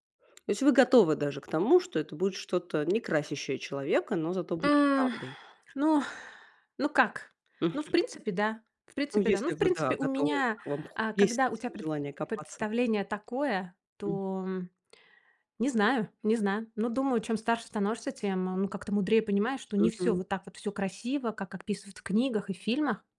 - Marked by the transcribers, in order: other background noise; tapping; groan
- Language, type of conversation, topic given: Russian, podcast, Что помогает чувствовать связь с предками, даже если они далеко?